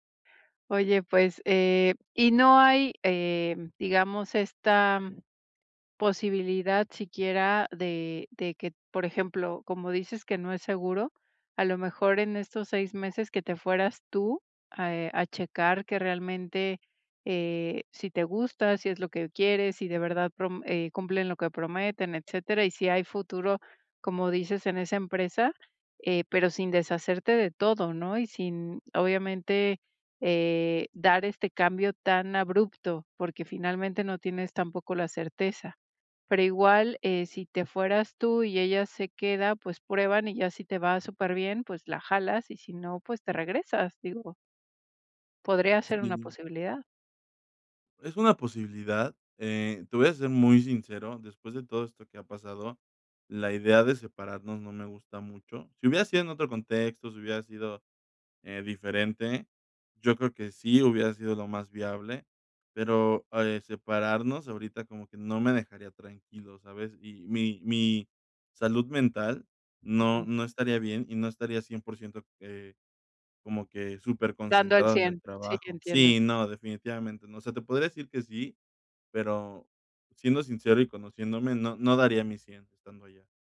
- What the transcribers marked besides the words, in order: none
- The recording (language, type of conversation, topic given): Spanish, advice, ¿Cómo puedo equilibrar el riesgo y la oportunidad al decidir cambiar de trabajo?